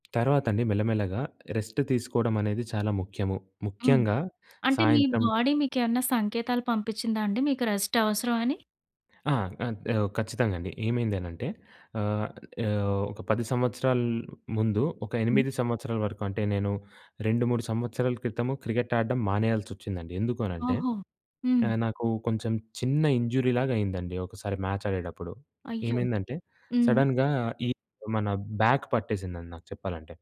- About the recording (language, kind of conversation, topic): Telugu, podcast, సాయంత్రం మీరు విశ్రాంతి పొందడానికి సాధారణంగా చేసే చిన్న పనులు ఏవి?
- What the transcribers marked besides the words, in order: in English: "రెస్ట్"; in English: "బాడీ"; in English: "రెస్ట్"; in English: "ఇంజురీలాగా"; in English: "మ్యాచ్"; in English: "సడెన్‌గా"; in English: "బ్యాక్"